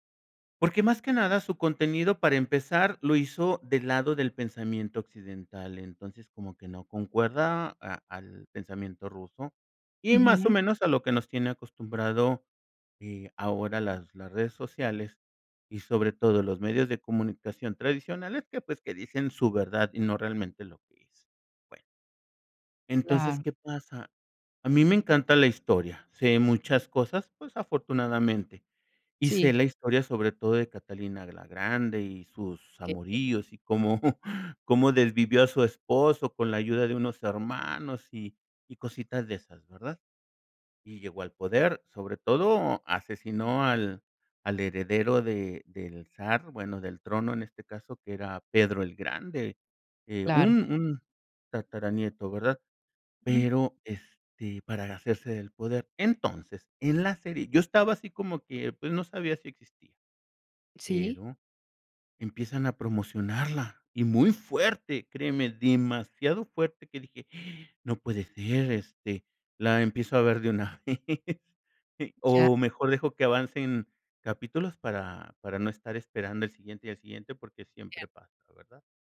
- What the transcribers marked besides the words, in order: unintelligible speech; laughing while speaking: "cómo"; laughing while speaking: "vez"
- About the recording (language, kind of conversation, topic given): Spanish, podcast, ¿Cómo influyen las redes sociales en la popularidad de una serie?